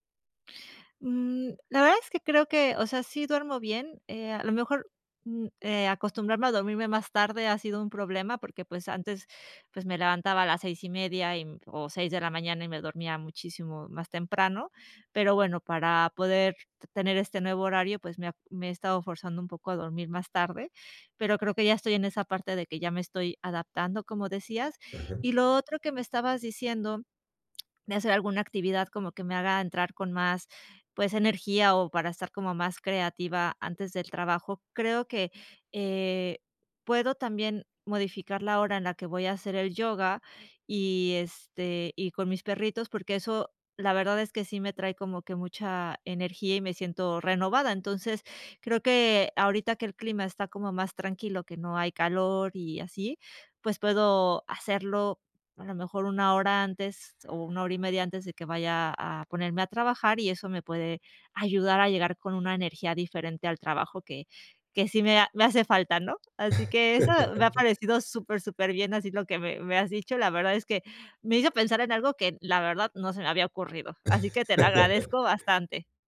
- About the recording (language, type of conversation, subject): Spanish, advice, ¿Cómo puedo crear una rutina para mantener la energía estable todo el día?
- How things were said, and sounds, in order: other background noise; laugh; tapping; laugh